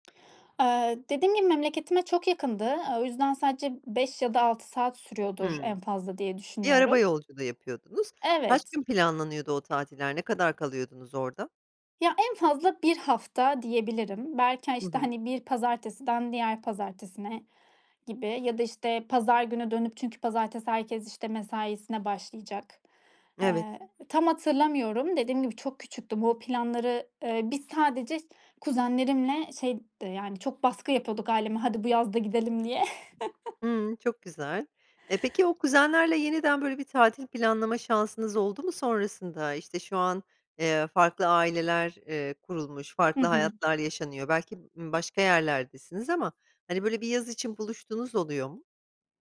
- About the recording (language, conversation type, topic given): Turkish, podcast, Doğada dinginlik bulduğun bir anı anlatır mısın?
- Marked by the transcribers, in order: other background noise; chuckle